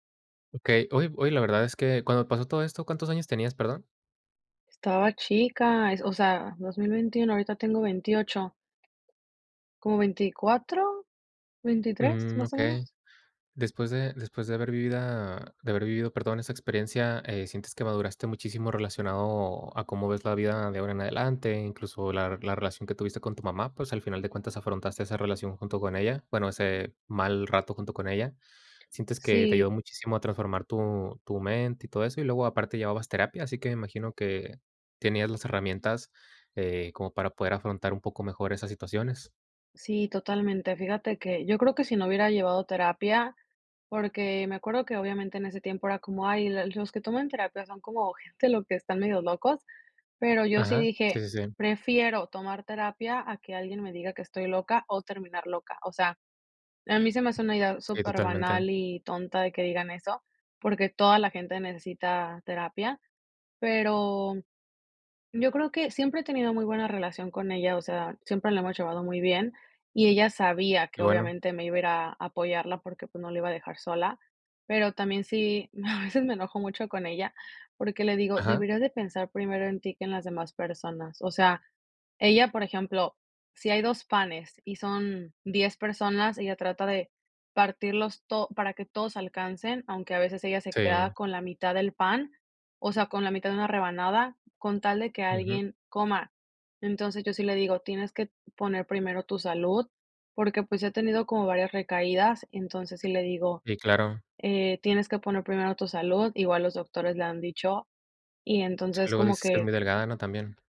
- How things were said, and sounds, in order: tapping; "vivido" said as "vivida"; laughing while speaking: "a veces"
- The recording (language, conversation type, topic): Spanish, podcast, ¿Cómo te transformó cuidar a alguien más?